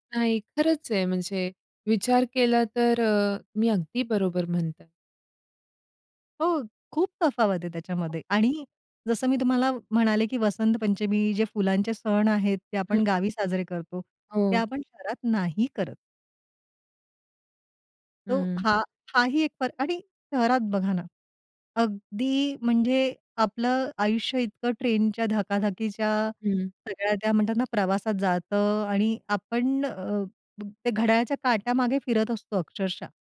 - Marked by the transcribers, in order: tapping
- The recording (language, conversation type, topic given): Marathi, podcast, वसंताचा सुवास आणि फुलं तुला कशी भावतात?